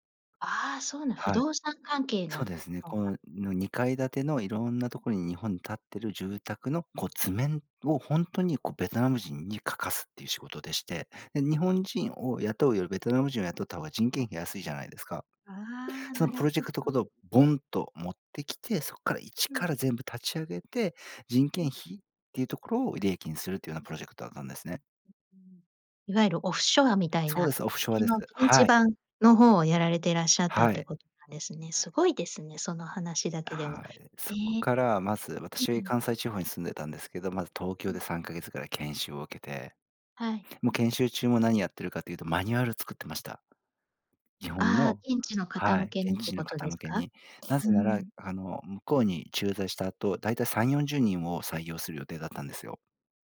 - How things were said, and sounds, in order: in English: "オフショア"; tapping; in English: "オフショア"; other background noise
- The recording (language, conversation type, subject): Japanese, podcast, そのプロジェクトで一番誇りに思っていることは何ですか？